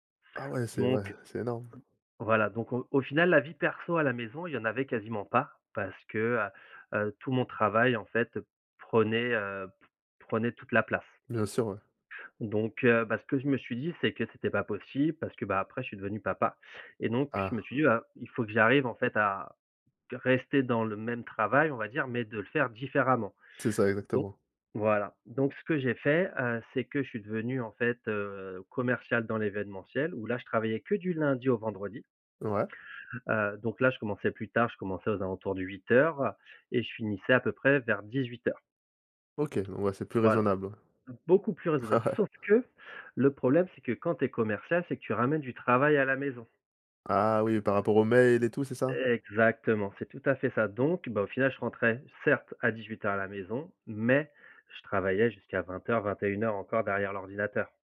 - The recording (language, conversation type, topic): French, podcast, Comment équilibrez-vous travail et vie personnelle quand vous télétravaillez à la maison ?
- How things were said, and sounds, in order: other noise; tapping; stressed: "pas"; other background noise; stressed: "que"; laughing while speaking: "Ouais"